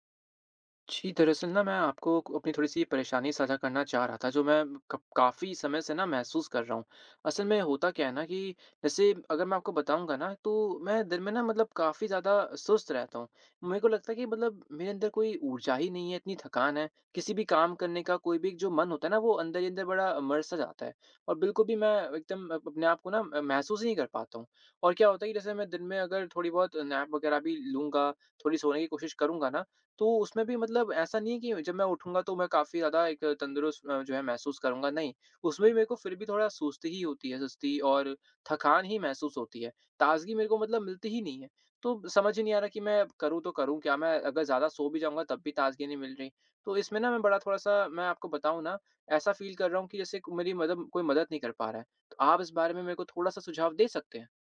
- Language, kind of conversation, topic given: Hindi, advice, दिन में बार-बार सुस्ती आने और झपकी लेने के बाद भी ताजगी क्यों नहीं मिलती?
- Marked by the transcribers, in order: in English: "नैप"; in English: "फ़ील"